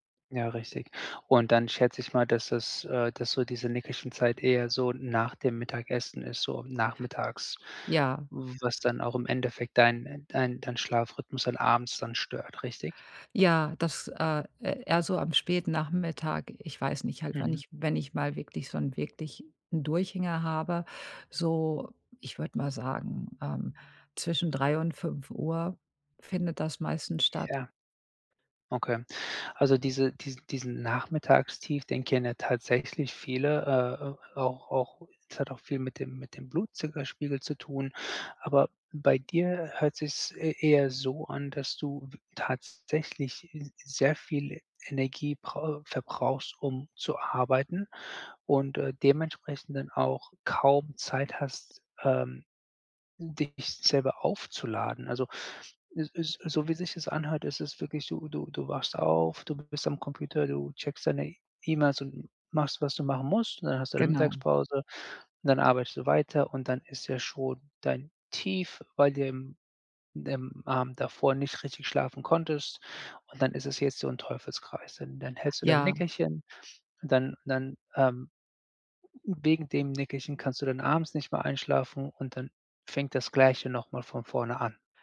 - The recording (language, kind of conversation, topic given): German, advice, Wie kann ich Nickerchen nutzen, um wacher zu bleiben?
- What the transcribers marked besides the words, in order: none